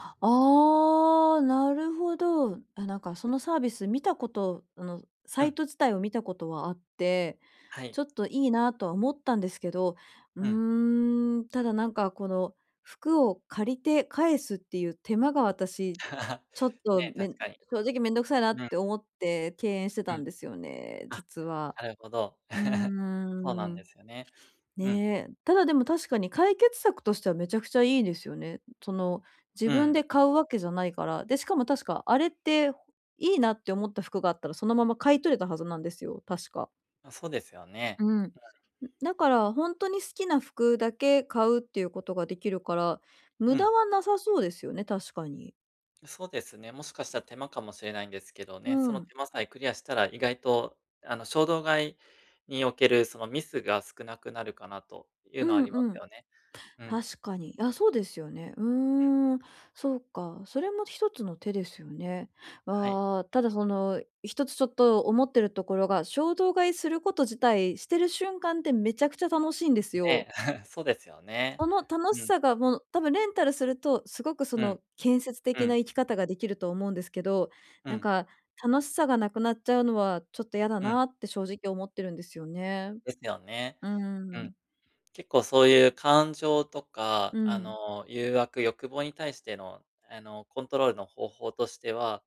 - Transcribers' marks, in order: drawn out: "ああ"; laugh; sniff; chuckle; other noise; chuckle
- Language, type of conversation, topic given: Japanese, advice, 衝動買いを抑えるにはどうすればいいですか？